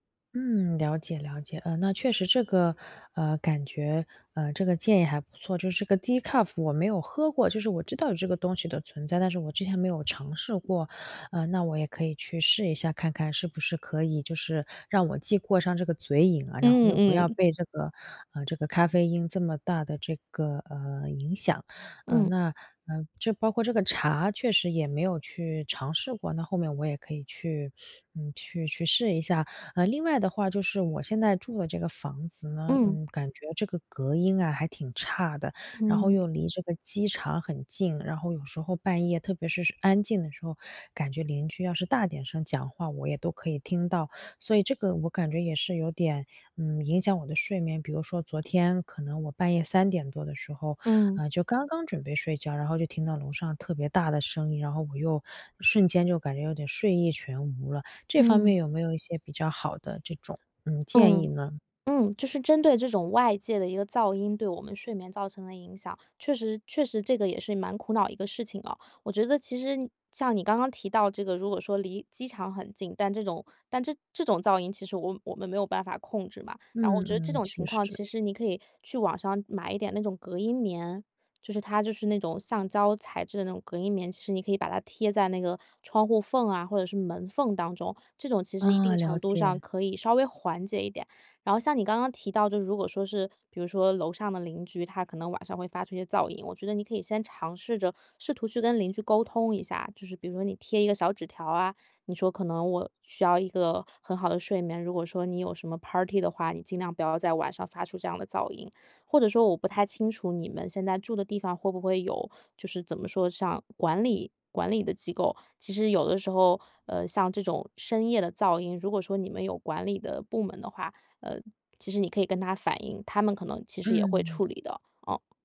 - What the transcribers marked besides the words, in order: in English: "decaf"; in English: "party"
- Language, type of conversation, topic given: Chinese, advice, 如何建立稳定睡眠作息